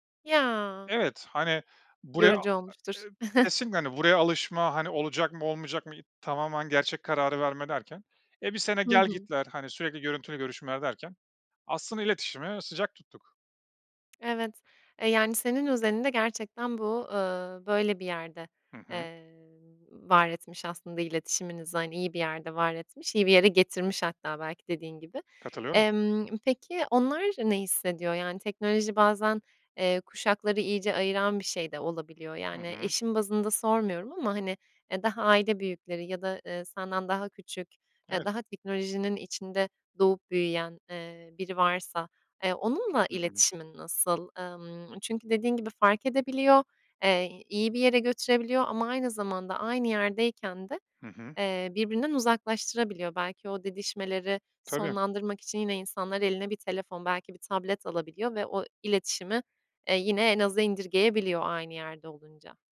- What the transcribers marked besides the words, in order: tapping; chuckle
- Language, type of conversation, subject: Turkish, podcast, Teknoloji aile içi iletişimi sizce nasıl değiştirdi?